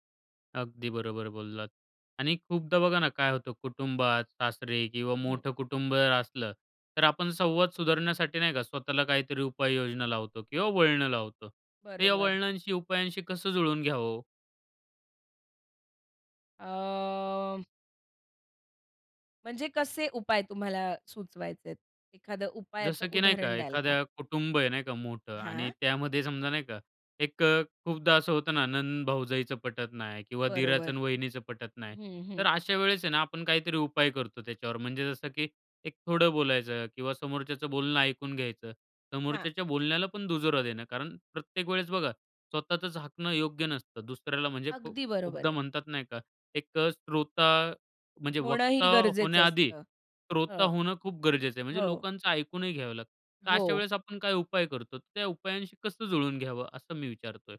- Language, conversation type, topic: Marathi, podcast, साथीदाराशी संवाद सुधारण्यासाठी कोणते सोपे उपाय सुचवाल?
- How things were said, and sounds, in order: anticipating: "तर या वळणांशी उपायांशी कसं जुळून घ्यावं हो?"; drawn out: "अ"; anticipating: "त्या उपायांशी कसं जुळवून घ्यावं असं मी विचारतोय?"